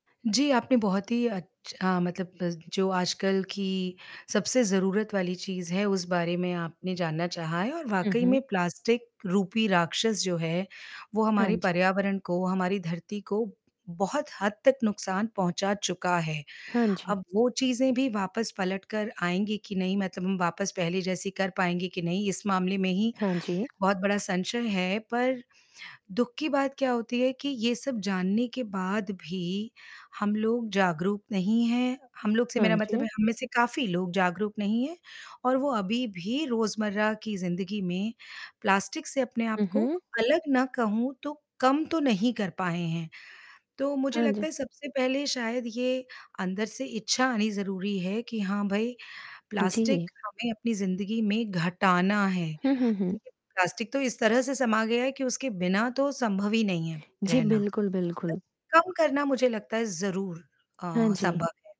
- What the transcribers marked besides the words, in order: static; other background noise; tapping; distorted speech
- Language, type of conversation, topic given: Hindi, podcast, प्लास्टिक से निपटने के लिए आप कौन-कौन से तरीके सुझाएंगे?